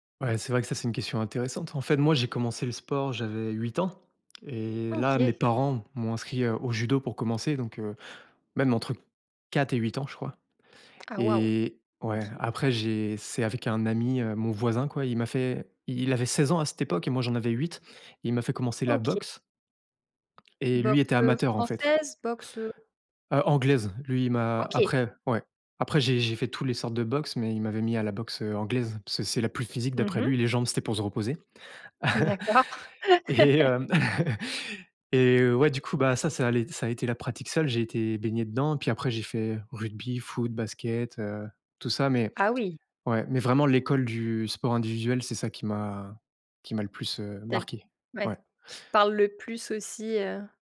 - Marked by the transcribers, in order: tapping; laugh; chuckle; laughing while speaking: "Et hem"; chuckle
- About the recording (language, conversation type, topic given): French, podcast, Préférez-vous pratiquer seul ou avec des amis, et pourquoi ?